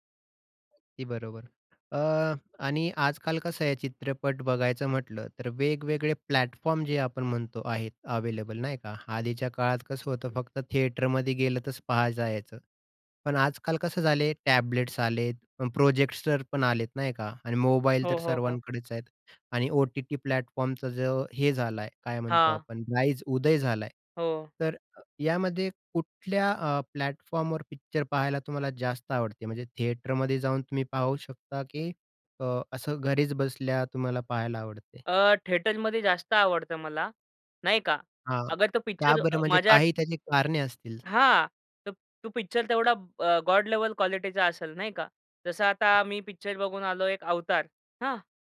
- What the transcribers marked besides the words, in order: in English: "प्लॅटफॉर्म"; in English: "अवेलेबल"; in English: "थिएटरमध्ये"; in English: "टॅबलेट्स"; in English: "प्रोजेक्टर"; in English: "ओ-टी-टी प्लॅटफॉर्मचा"; in English: "राईज"; in English: "प्लॅटफॉर्मवर पिक्चर"; in English: "थिएटरमध्ये"; in English: "थिएटरमध्ये"; in English: "गॉड लेवल क्वालिटीचा"; other background noise
- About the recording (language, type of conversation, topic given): Marathi, podcast, चित्रपट पाहताना तुमच्यासाठी सर्वात महत्त्वाचं काय असतं?